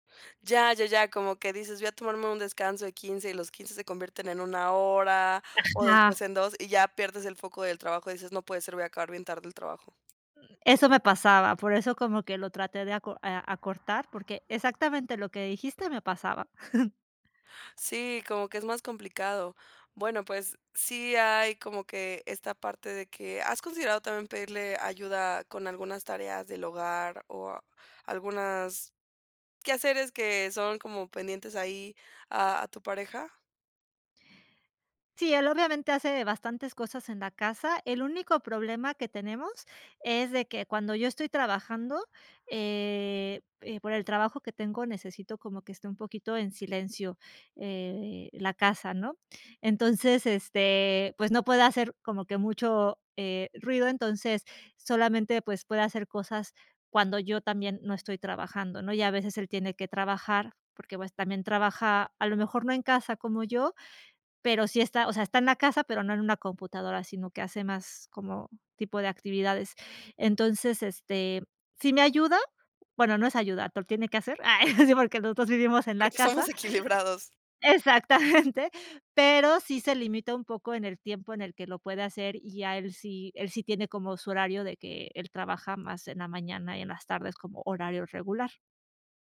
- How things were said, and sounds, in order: tapping; other background noise; chuckle; laughing while speaking: "Ah, sí, porque los dos vivimos en la casa. Exactamente"; laughing while speaking: "Porque somos equilibrados"
- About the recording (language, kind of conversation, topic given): Spanish, advice, ¿Cómo puedo mantener mi energía constante durante el día?